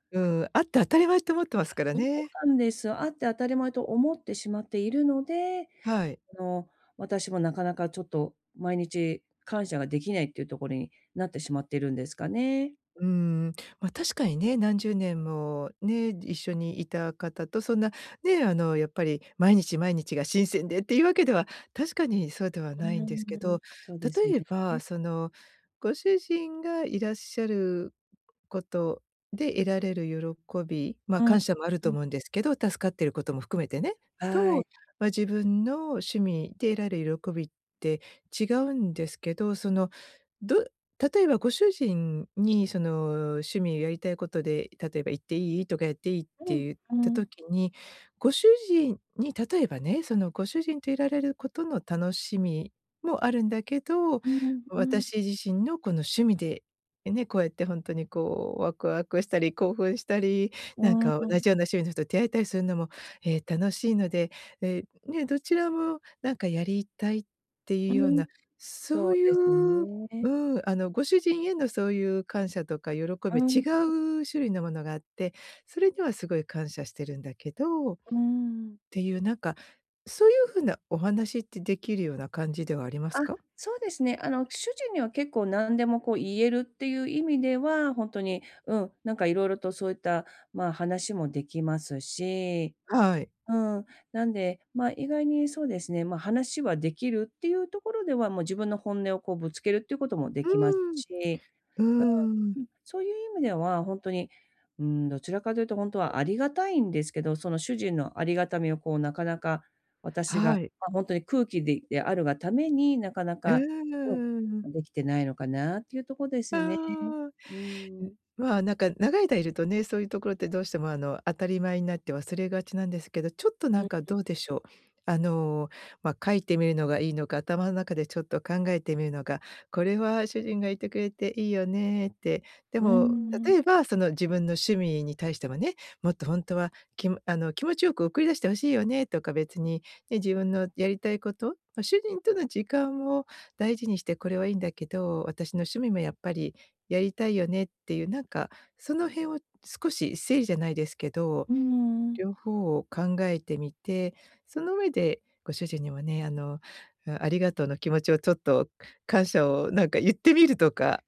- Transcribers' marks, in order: unintelligible speech
- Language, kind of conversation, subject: Japanese, advice, 日々の中で小さな喜びを見つける習慣をどうやって身につければよいですか？